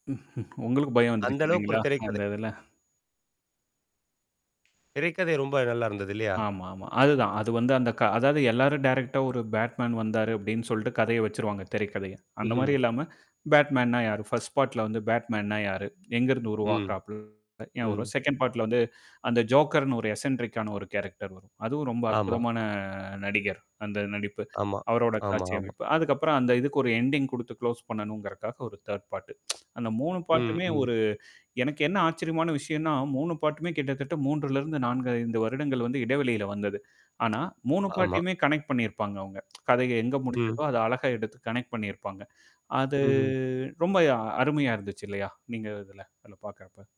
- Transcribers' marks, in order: static; other noise; chuckle; in English: "டைரக்ட்டா"; in English: "பேட்மேன்"; in English: "பேட்மேன்னா"; in English: "பர்ஸ்ட் பார்ட்ல"; in English: "பேட்மேன்னா"; distorted speech; unintelligible speech; in English: "செகண்ட் பார்ட்"; breath; in English: "ஜோக்கர்"; in English: "எஸ்என்ட்ரிக்"; in English: "கேரக்டர்"; in English: "எண்டிங்"; in English: "குளோஸ்"; in English: "தேர்ட் பார்ட்"; tsk; in English: "பார்ட்டு"; in English: "பார்ட்டு"; in English: "பார்ட்"; in English: "கனெக்ட்"; in English: "கனெக்ட்"
- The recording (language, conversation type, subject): Tamil, podcast, ஏன் சில திரைப்படங்கள் காலப்போக்கில் ரசிகர் வழிபாட்டுப் படங்களாக மாறுகின்றன?